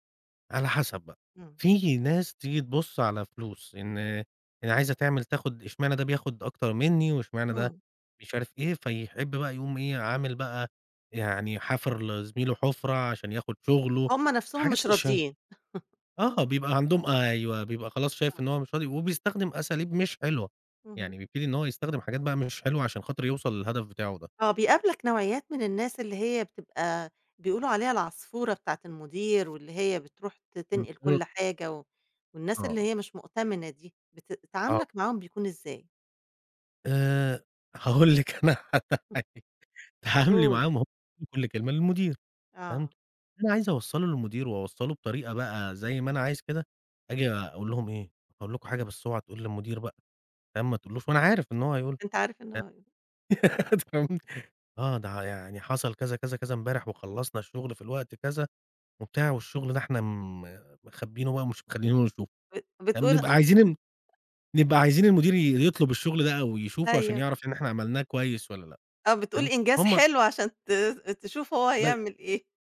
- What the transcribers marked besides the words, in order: chuckle; tapping; other background noise; laughing while speaking: "أنا على حاجة"; other noise; unintelligible speech; unintelligible speech; unintelligible speech; laugh; chuckle
- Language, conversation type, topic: Arabic, podcast, إيه اللي بيخليك تحس بالرضا في شغلك؟